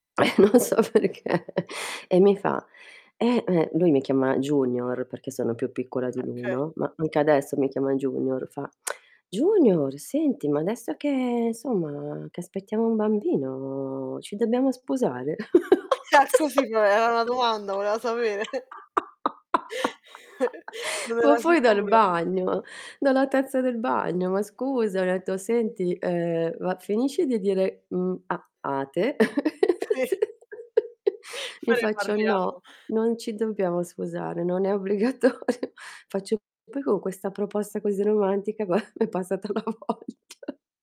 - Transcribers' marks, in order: laughing while speaking: "Eh, non so perché"; static; distorted speech; lip smack; laughing while speaking: "Ah"; drawn out: "bambino"; chuckle; laugh; chuckle; tapping; laugh; laughing while speaking: "S"; laugh; laughing while speaking: "Sì"; "Poi" said as "foi"; laughing while speaking: "obbligatorio"; laughing while speaking: "guà, m'è passata la vogl ceh"; "Cioè" said as "ceh"; laugh
- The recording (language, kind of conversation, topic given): Italian, unstructured, Che cosa ti fa sorridere quando pensi alla persona che ami?